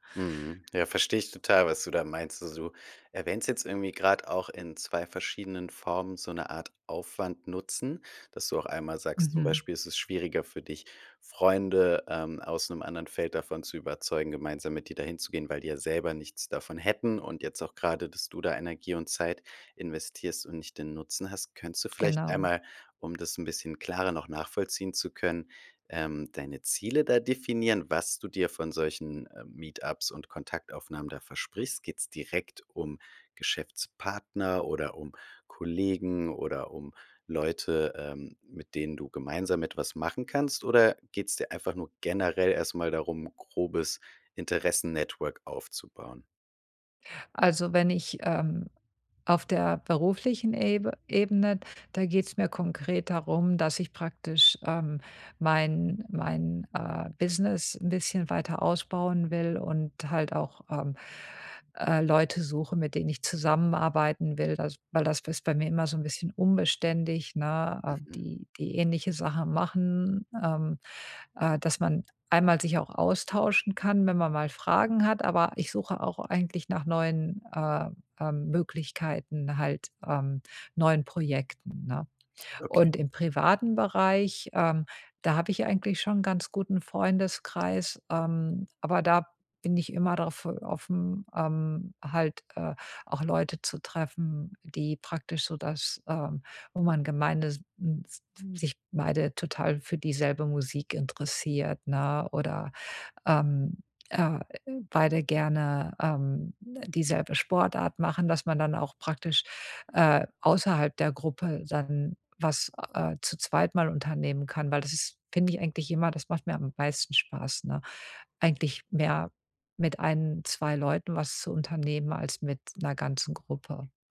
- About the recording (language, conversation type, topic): German, advice, Warum fällt mir Netzwerken schwer, und welche beruflichen Kontakte möchte ich aufbauen?
- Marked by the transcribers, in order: none